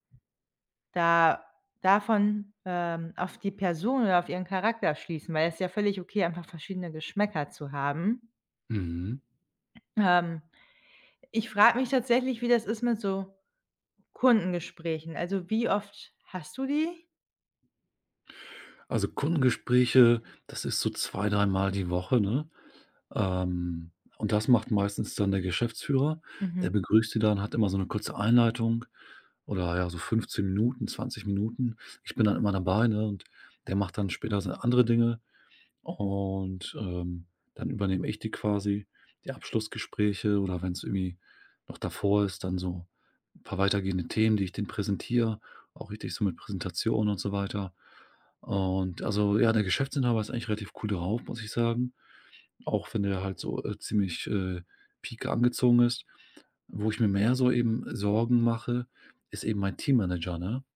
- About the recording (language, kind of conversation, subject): German, advice, Wie fühlst du dich, wenn du befürchtest, wegen deines Aussehens oder deines Kleidungsstils verurteilt zu werden?
- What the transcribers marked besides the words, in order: other background noise; drawn out: "Und"